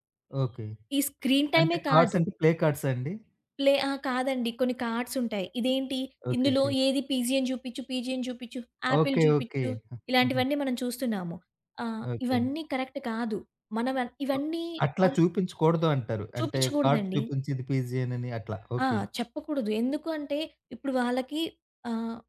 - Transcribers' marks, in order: other background noise; in English: "కార్డ్స్"; in English: "స్క్రీన్"; in English: "ప్లే"; in English: "ప్లే"; in English: "కార్డ్స్"; in English: "పీజియన్"; in English: "పీజియన్"; in English: "కరెక్ట్"; in English: "కార్డ్"; in English: "పీజియన్"
- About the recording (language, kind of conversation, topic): Telugu, podcast, మీ పిల్లల స్క్రీన్ సమయాన్ని మీరు ఎలా నియంత్రిస్తారు?